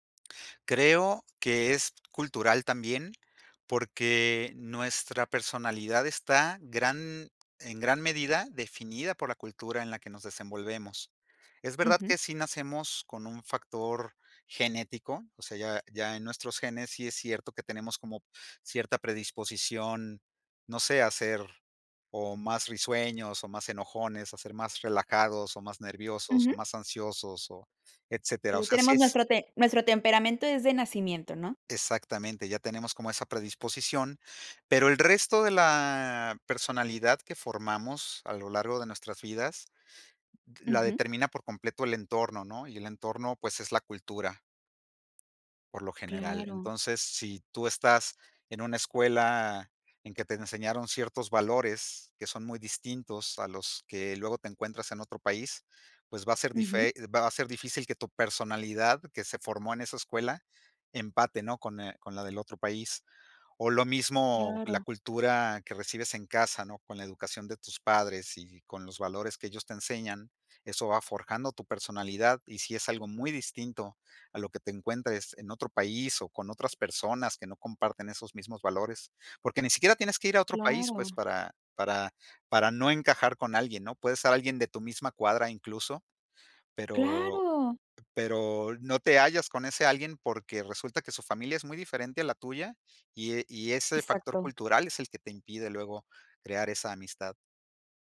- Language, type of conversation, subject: Spanish, podcast, ¿Qué barreras impiden que hagamos nuevas amistades?
- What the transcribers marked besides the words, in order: none